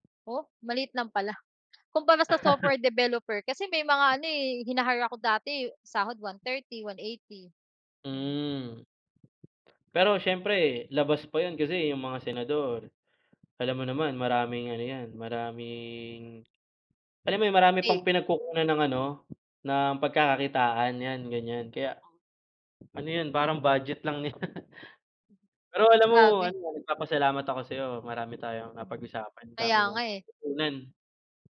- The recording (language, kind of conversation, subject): Filipino, unstructured, Paano mo nakikita ang epekto ng korapsyon sa pamahalaan?
- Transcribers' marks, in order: laugh; trusting: "nila"